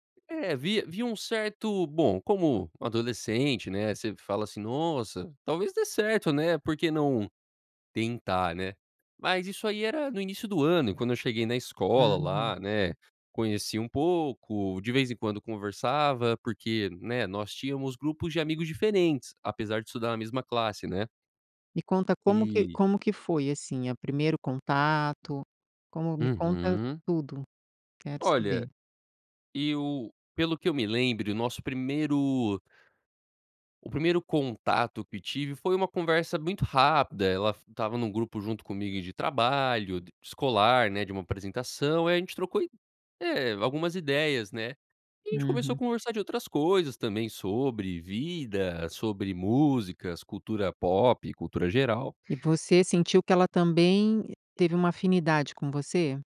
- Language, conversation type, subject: Portuguese, podcast, Como foi a primeira vez que você se apaixonou?
- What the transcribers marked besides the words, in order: other background noise